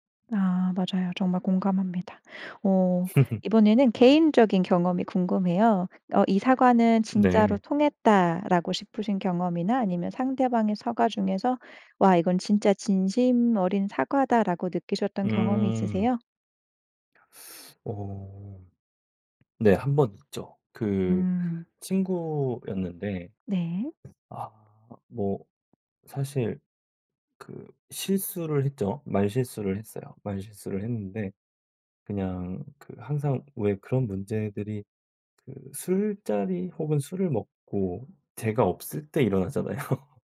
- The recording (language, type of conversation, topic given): Korean, podcast, 사과할 때 어떤 말이 가장 효과적일까요?
- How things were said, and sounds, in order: laugh; other background noise; teeth sucking; tapping; laughing while speaking: "일어나잖아요"